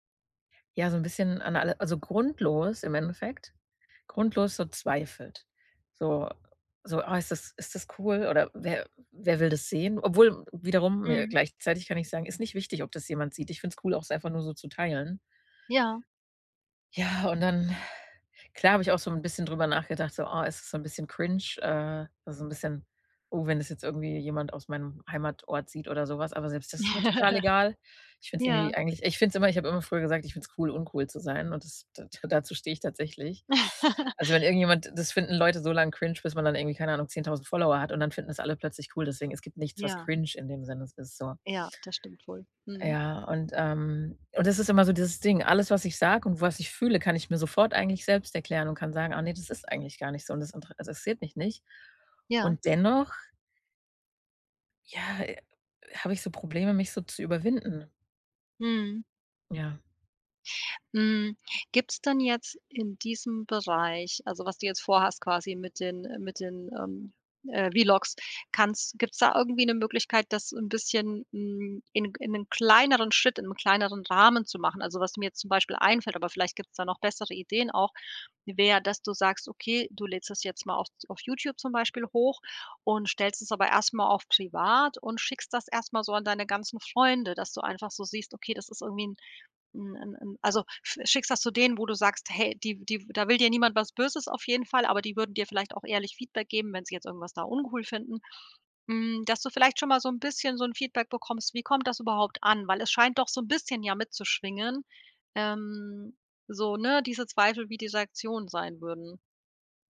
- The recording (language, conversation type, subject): German, advice, Wann fühlst du dich unsicher, deine Hobbys oder Interessen offen zu zeigen?
- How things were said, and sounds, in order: chuckle; other background noise; laugh